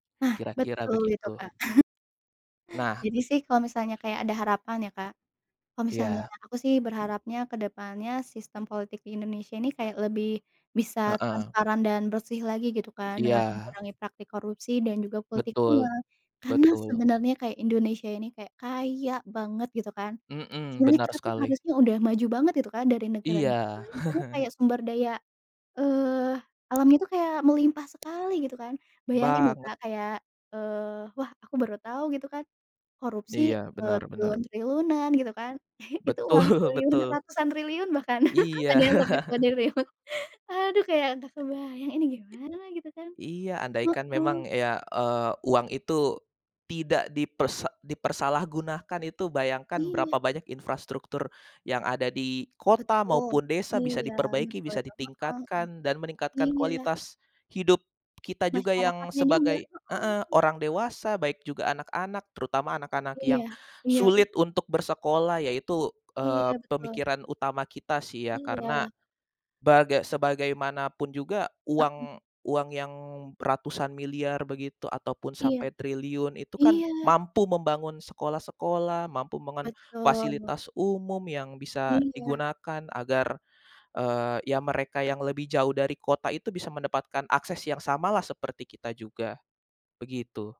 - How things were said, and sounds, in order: tapping; other background noise; chuckle; chuckle; laughing while speaking: "Betul"; chuckle; laugh; laughing while speaking: "kuadiriun"; "kuadriliun" said as "kuadiriun"; other noise; "membangun" said as "mbangun"
- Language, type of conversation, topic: Indonesian, unstructured, Apa yang membuatmu bangga terhadap sistem politik di Indonesia?